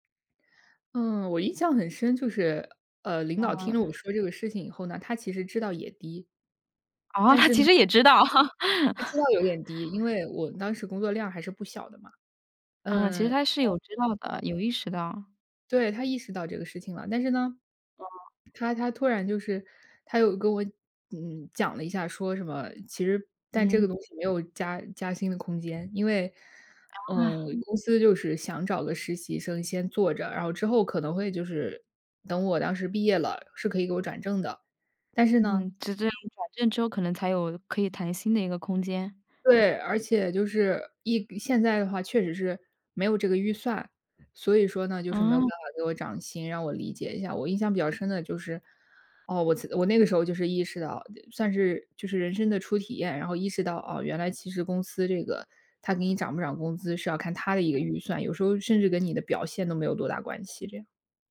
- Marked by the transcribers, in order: other background noise; laugh
- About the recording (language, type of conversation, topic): Chinese, podcast, 你是怎么争取加薪或更好的薪酬待遇的？